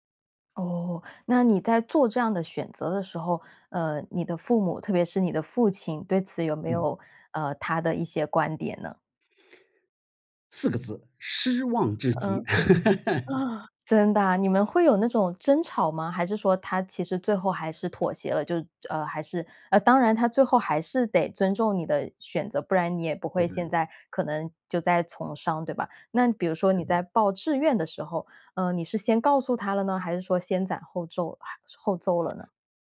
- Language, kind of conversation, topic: Chinese, podcast, 父母的期待在你成长中起了什么作用？
- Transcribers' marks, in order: laugh; other background noise; "先斩" said as "先攒"